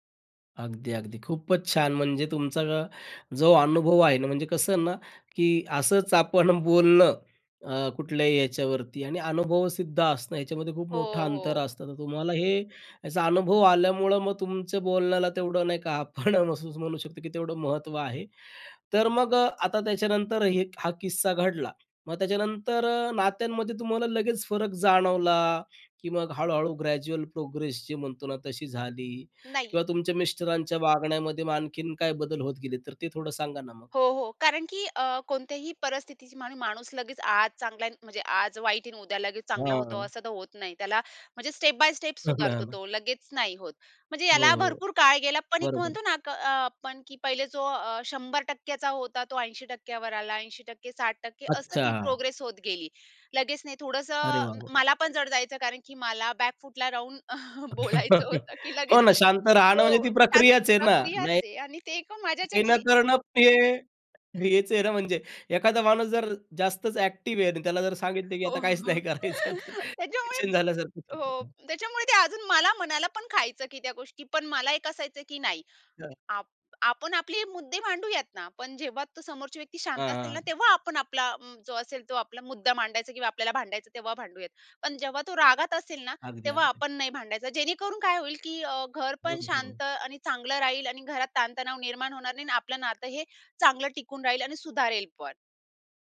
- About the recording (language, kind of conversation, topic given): Marathi, podcast, नातं सुधारायला कारणीभूत ठरलेलं ते शांतपणे झालेलं बोलणं नेमकं कोणतं होतं?
- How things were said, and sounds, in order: tapping; laughing while speaking: "आपण असं म्हणू शकतो"; in English: "ग्रॅज्युअल प्रोग्रेस"; "परिस्थितीत" said as "परस्तहीत"; in English: "स्टेप बाय स्टेप"; laughing while speaking: "हो ना, हो ना"; in English: "बॅकफूटला"; laugh; laughing while speaking: "बोलायचं होतं, की लगेच हो. छान प्रक्रियाच आहे आणि ते एका माझ्याच्याने"; laughing while speaking: "हो, हो. त्याच्यामुळे हो. त्याच्यामुळे"; laughing while speaking: "तर पेशंट झाल्यासारखचं होतं ना"